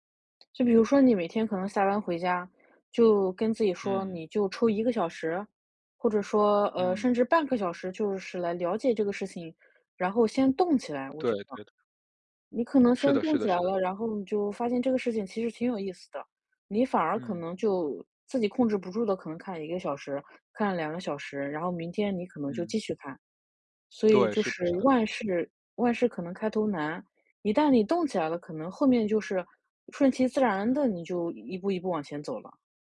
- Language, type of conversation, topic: Chinese, advice, 我如何把担忧转化为可执行的行动？
- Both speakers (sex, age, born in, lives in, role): female, 35-39, China, France, advisor; male, 35-39, China, Canada, user
- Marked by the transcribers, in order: other background noise